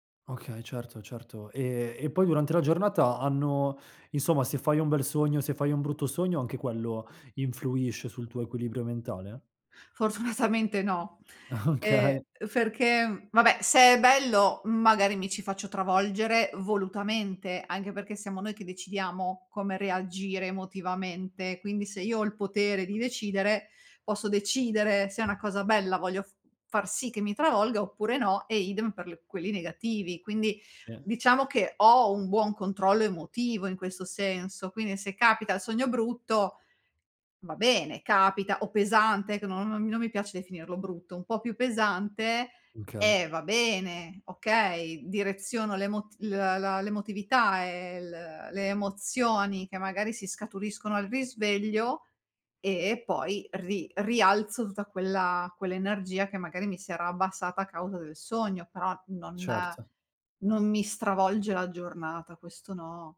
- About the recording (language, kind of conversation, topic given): Italian, podcast, Che ruolo ha il sonno nel tuo equilibrio mentale?
- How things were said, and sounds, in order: laughing while speaking: "Fortunatamente"; laughing while speaking: "Okay"; "perché" said as "ferché"; other background noise; "Okay" said as "mkey"